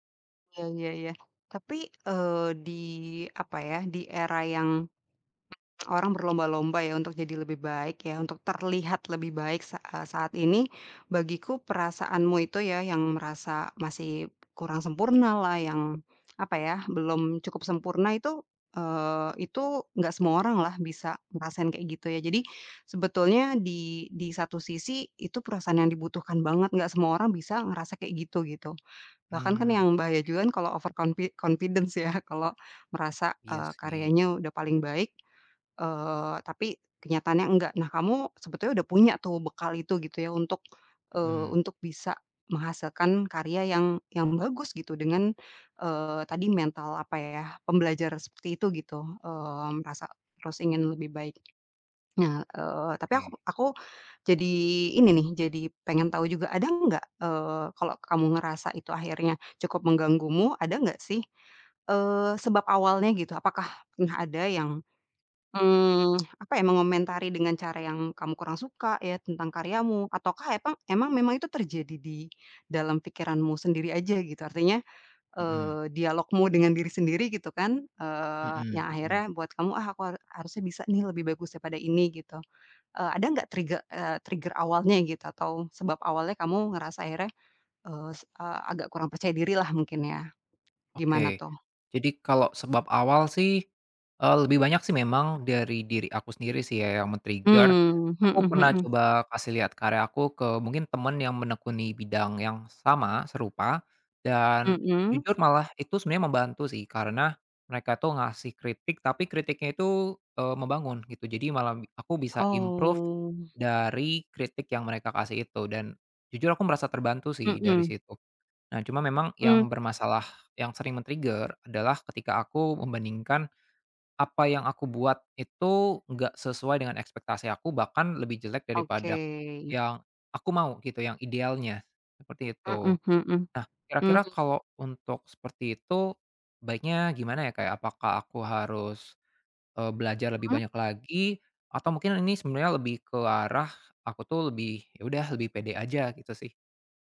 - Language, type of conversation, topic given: Indonesian, advice, Mengapa saya sulit menerima pujian dan merasa tidak pantas?
- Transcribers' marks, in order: unintelligible speech; other background noise; in English: "over confi confidence"; tapping; tsk; in English: "trigger"; in English: "trigger"; drawn out: "Oh"; in English: "improve"; in English: "men-trigger"; drawn out: "Oke"